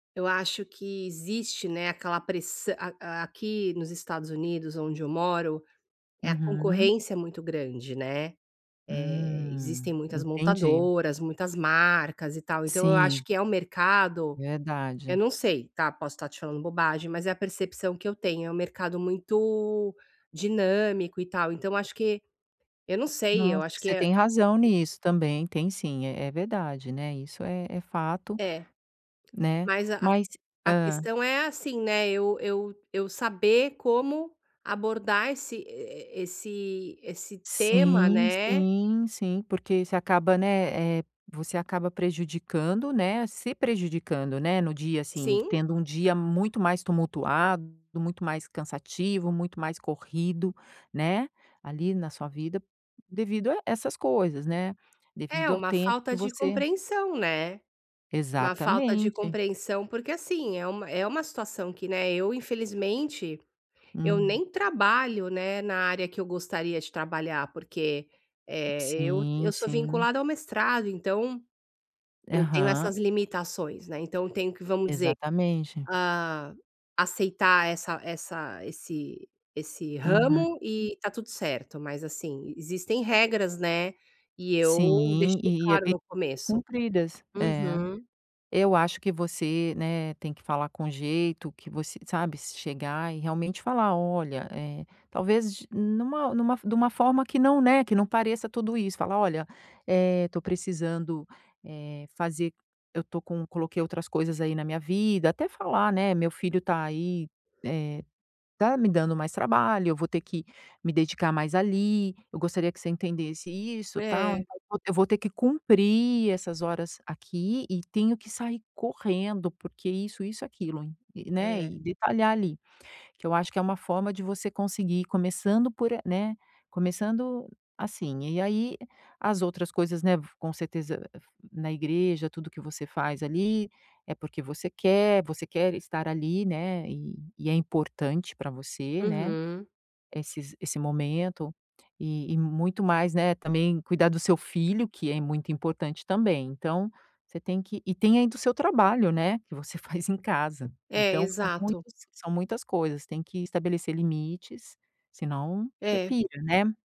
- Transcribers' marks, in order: drawn out: "Hum"; tapping; other background noise; laughing while speaking: "faz"
- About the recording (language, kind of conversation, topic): Portuguese, advice, Como posso estabelecer limites claros entre o trabalho e a vida pessoal?